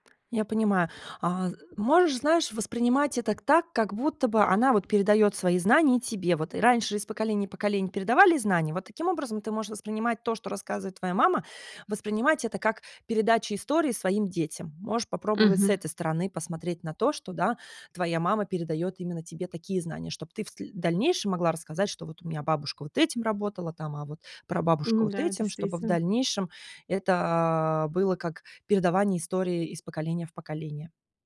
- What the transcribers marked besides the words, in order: tapping
- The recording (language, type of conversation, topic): Russian, advice, Как вы переживаете ожидание, что должны сохранять эмоциональную устойчивость ради других?